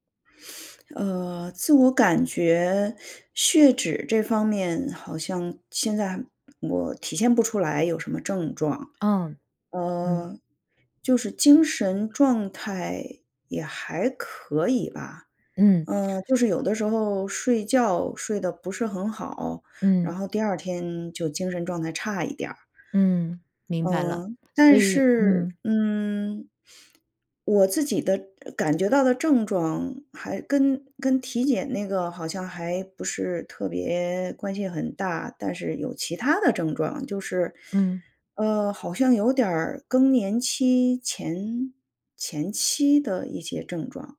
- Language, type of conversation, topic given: Chinese, advice, 你最近出现了哪些身体健康变化，让你觉得需要调整生活方式？
- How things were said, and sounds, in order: sniff; sniff